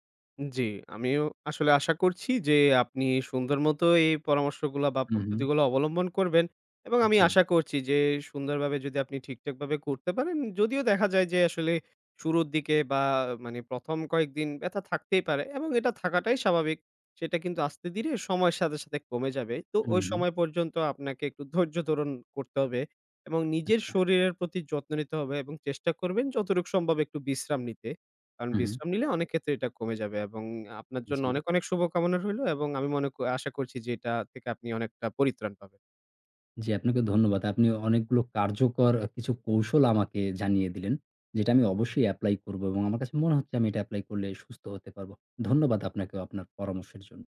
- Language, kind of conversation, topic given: Bengali, advice, ভুল ভঙ্গিতে ব্যায়াম করার ফলে পিঠ বা জয়েন্টে ব্যথা হলে কী করবেন?
- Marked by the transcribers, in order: "ধারণ" said as "দরন"